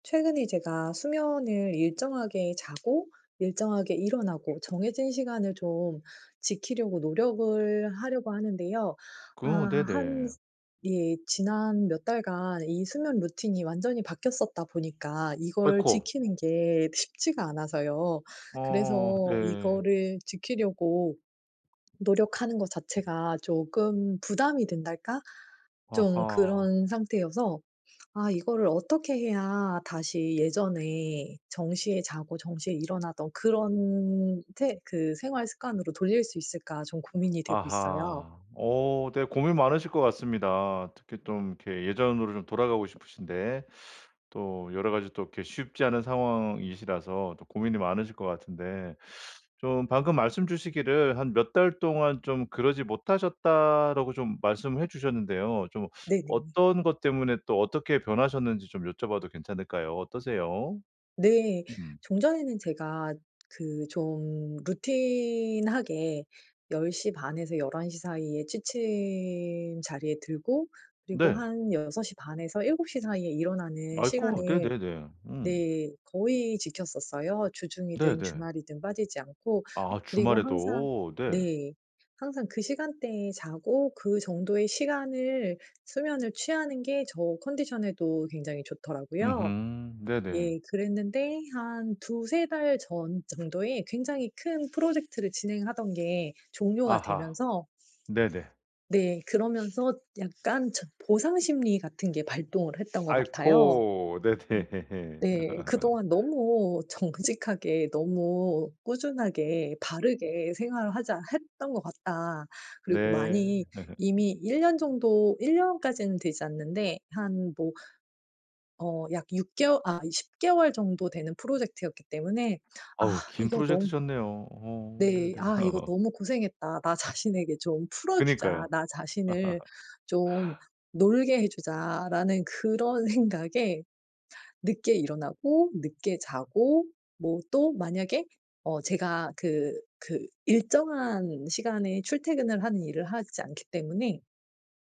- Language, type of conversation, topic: Korean, advice, 수면 루틴을 매일 꾸준히 지키려면 어떻게 해야 하나요?
- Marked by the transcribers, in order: tapping; other background noise; drawn out: "그런"; teeth sucking; teeth sucking; laughing while speaking: "네네"; laugh; laughing while speaking: "정직하게"; laugh; laugh; laugh